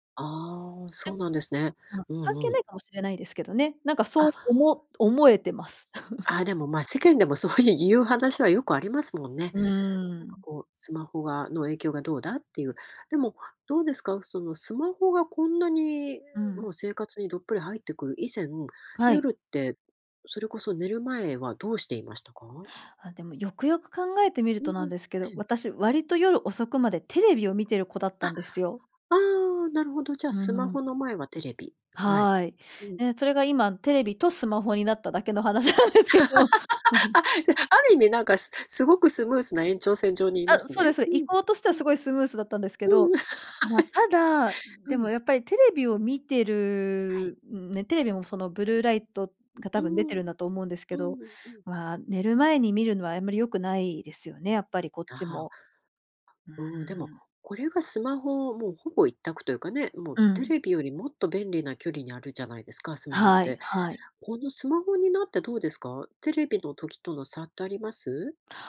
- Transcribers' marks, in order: chuckle; laughing while speaking: "話なんですけど"; laugh; chuckle; laugh; laughing while speaking: "はい"
- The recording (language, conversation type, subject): Japanese, podcast, 夜にスマホを使うと睡眠に影響があると感じますか？